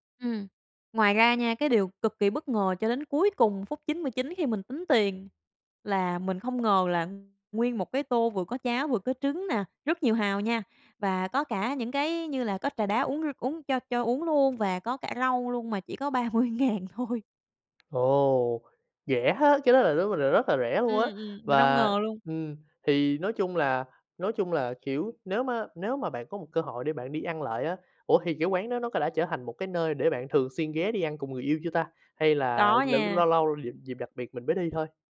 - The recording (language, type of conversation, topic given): Vietnamese, podcast, Bạn có thể kể về một trải nghiệm ẩm thực hoặc món ăn khiến bạn nhớ mãi không?
- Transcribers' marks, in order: laughing while speaking: "ba mươi ngàn thôi"; tapping